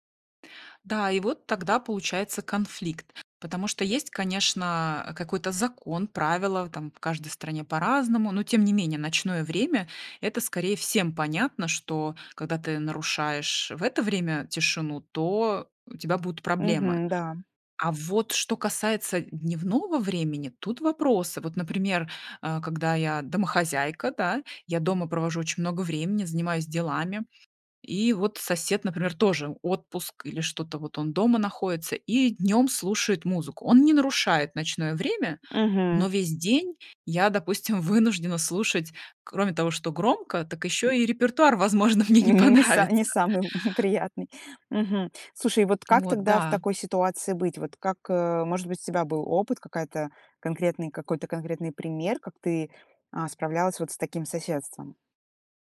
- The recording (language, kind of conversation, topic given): Russian, podcast, Что, по‑твоему, значит быть хорошим соседом?
- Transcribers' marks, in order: laughing while speaking: "возможно, мне не понравится"; laughing while speaking: "Не са не самый л приятный"